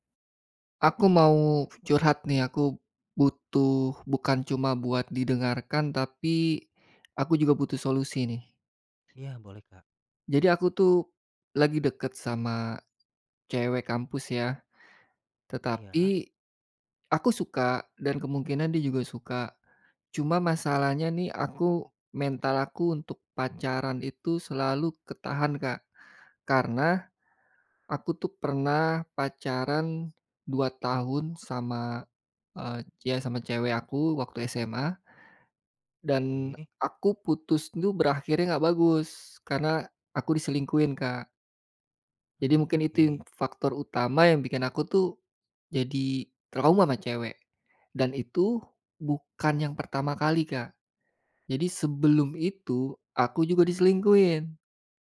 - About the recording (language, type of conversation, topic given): Indonesian, advice, Bagaimana cara mengatasi rasa takut memulai hubungan baru setelah putus karena khawatir terluka lagi?
- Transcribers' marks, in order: none